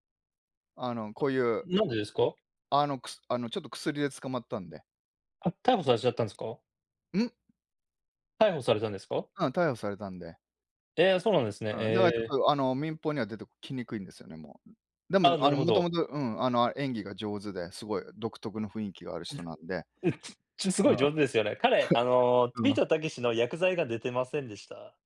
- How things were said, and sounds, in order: tapping; unintelligible speech; laugh
- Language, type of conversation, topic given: Japanese, unstructured, 最近見た映画で、特に印象に残った作品は何ですか？